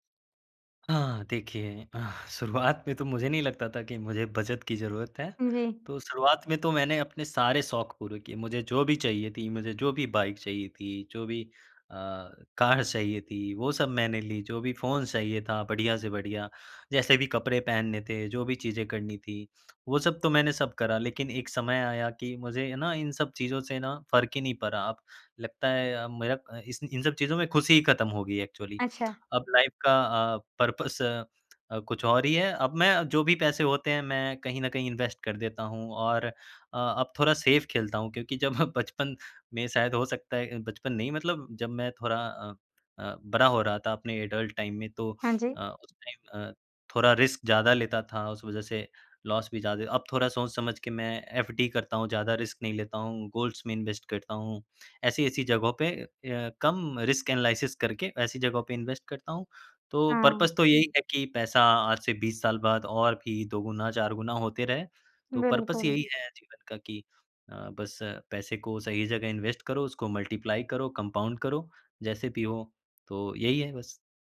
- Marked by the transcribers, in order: chuckle; other background noise; in English: "एक्चुअली"; tapping; in English: "लाइफ़"; in English: "पर्पस"; in English: "इन्वेस्ट"; in English: "सेफ़"; chuckle; in English: "एडल्ट टाइम"; in English: "टाइम"; in English: "रिस्क"; in English: "लॉस"; in English: "रिस्क"; in English: "गोल्ड्स"; in English: "इन्वेस्ट"; in English: "रिस्क एनालिसिस"; in English: "इन्वेस्ट"; in English: "पर्पस"; in English: "परपस"; in English: "इन्वेस्ट"; in English: "मल्टीप्लाई"; in English: "कम्पाउन्ड"
- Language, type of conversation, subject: Hindi, podcast, किस कौशल ने आपको कमाई का रास्ता दिखाया?